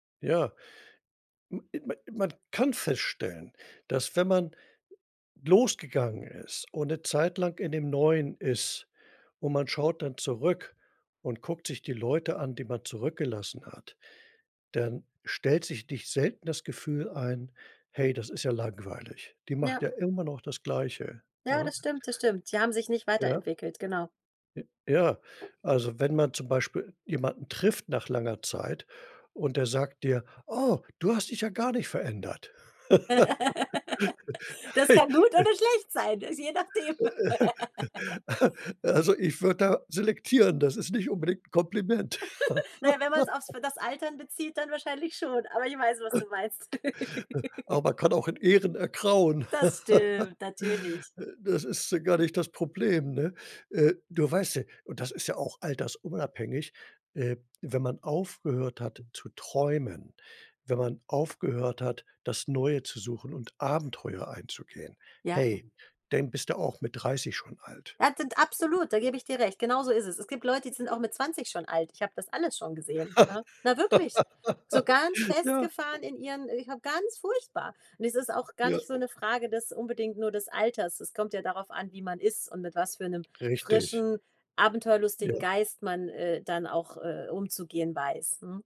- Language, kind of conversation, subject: German, advice, Wie kann ich meine Angst vor großen Veränderungen im Leben, wie einem Umzug oder einem Jobwechsel, besser bewältigen?
- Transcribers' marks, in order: other noise; tapping; other background noise; laugh; laugh; giggle; laugh; giggle; laugh; chuckle; giggle; drawn out: "stimmt"; laugh; laugh